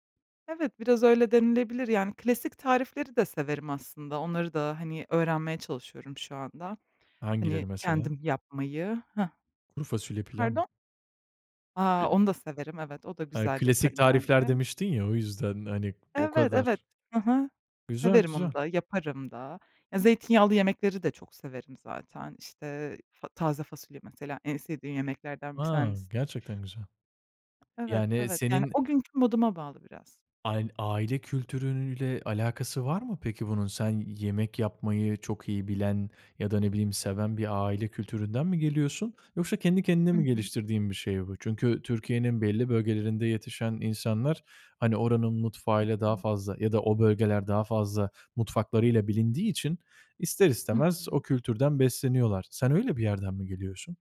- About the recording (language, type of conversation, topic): Turkish, podcast, Sebzeleri daha lezzetli hale getirmenin yolları nelerdir?
- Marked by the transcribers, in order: unintelligible speech; other noise; tapping